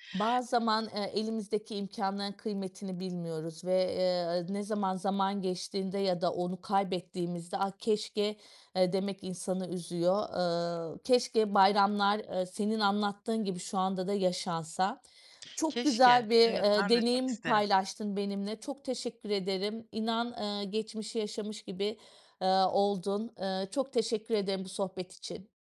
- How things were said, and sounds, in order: none
- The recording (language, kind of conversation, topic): Turkish, podcast, Bayramları evinizde nasıl geçirirsiniz?